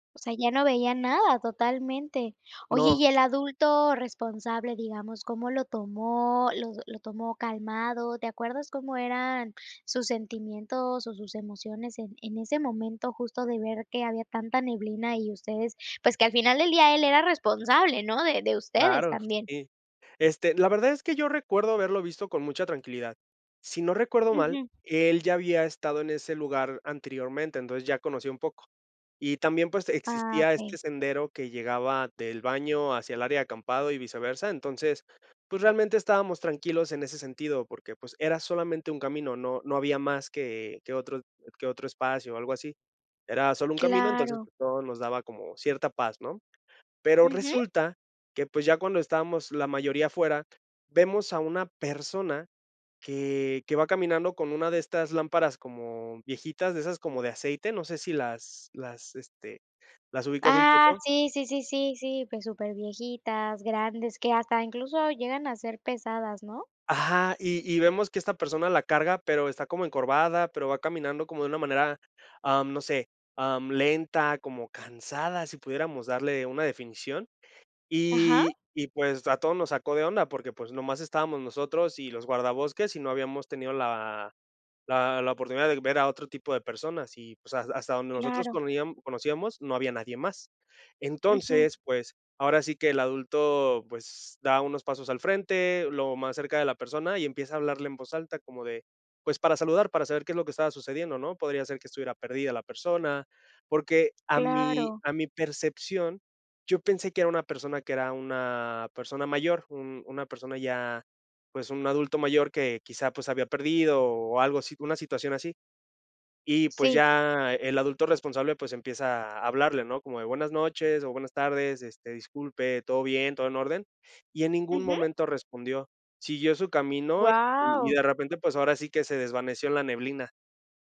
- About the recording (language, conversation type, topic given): Spanish, podcast, ¿Cuál es una aventura al aire libre que nunca olvidaste?
- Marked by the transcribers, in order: tapping; other background noise; stressed: "cansada"